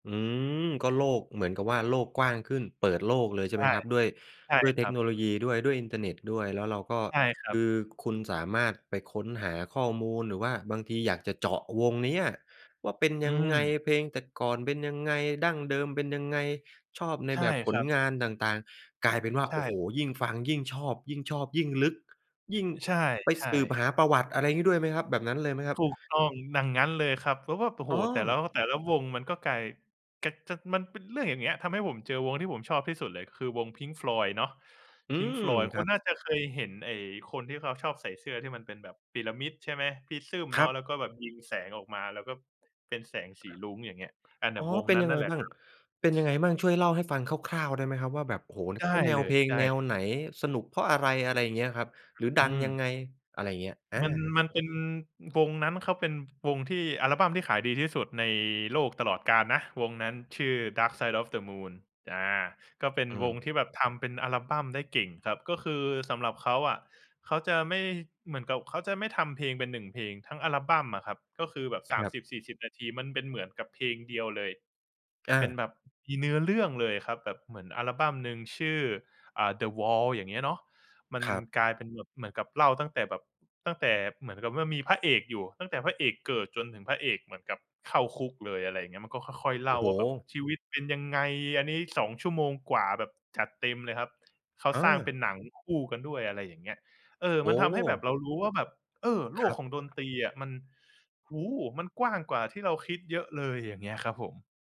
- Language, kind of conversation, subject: Thai, podcast, เพลงที่คุณชอบเปลี่ยนไปอย่างไรบ้าง?
- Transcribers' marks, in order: other background noise; "อย่างงั้น" said as "ดั่งงั้น"; tapping